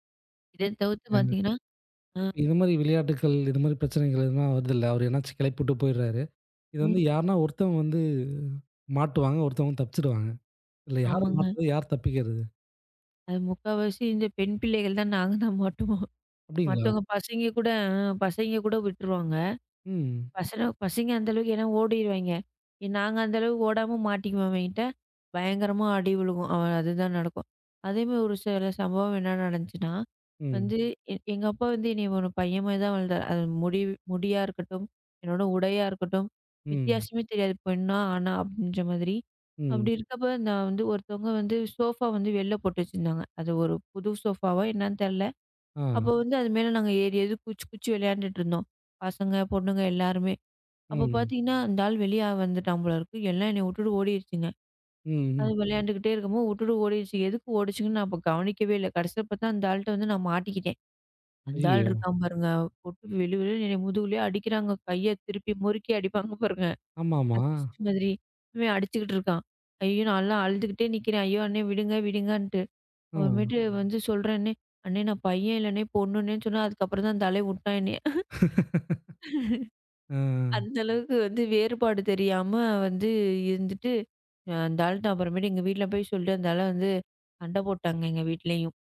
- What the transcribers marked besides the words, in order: unintelligible speech; other background noise; in English: "சோபா"; in English: "சோபா"; drawn out: "ம்"; laugh; "சொல்லிட்டு" said as "சொல்ட்டு"
- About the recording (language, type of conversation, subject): Tamil, podcast, சின்ன வயதில் விளையாடிய நினைவுகளைப் பற்றி சொல்லுங்க?